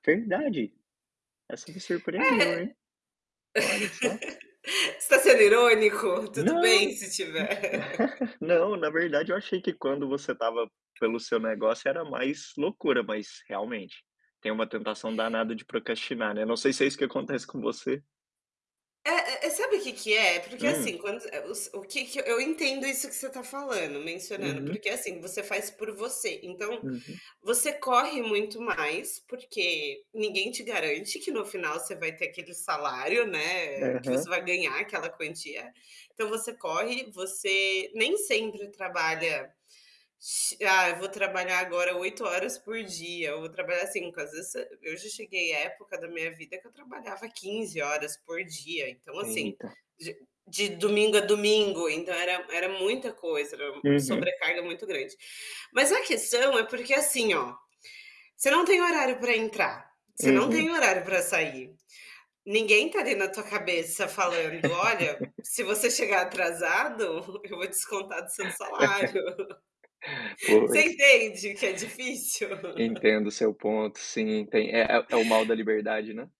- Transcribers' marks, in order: static; laugh; laughing while speaking: "Você tá sendo irônico? Tudo bem se tiver"; tapping; laugh; other background noise; laugh; laughing while speaking: "eu vou descontar do seu salário"; laugh; joyful: "Você entende que é difícil?"; laugh
- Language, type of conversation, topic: Portuguese, unstructured, Você tem algum hábito que ajuda a manter o foco?